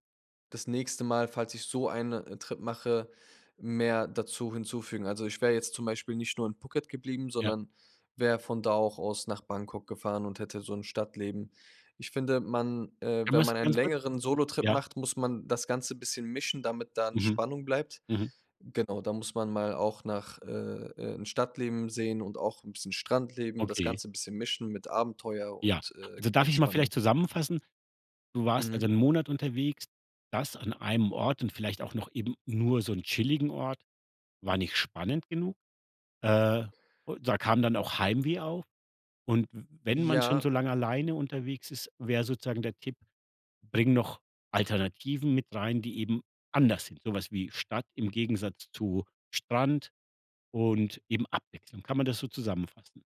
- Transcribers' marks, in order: stressed: "nur"; stressed: "anders"
- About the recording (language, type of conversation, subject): German, podcast, Welche Tipps hast du für die erste Solo-Reise?